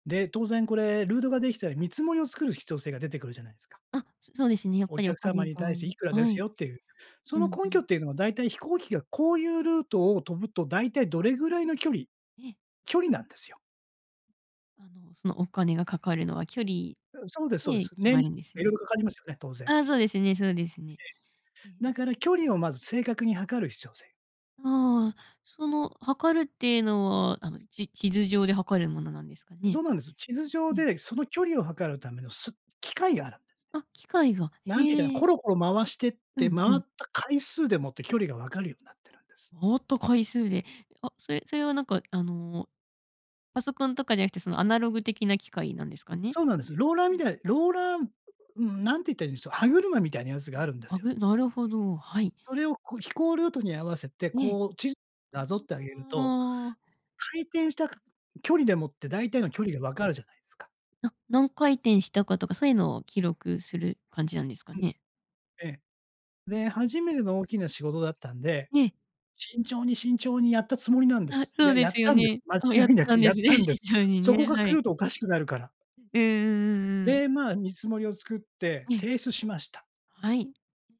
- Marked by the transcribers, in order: other background noise; other noise; laughing while speaking: "慎重にね"
- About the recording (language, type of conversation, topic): Japanese, podcast, 人生で一番大きな失敗から、何を学びましたか？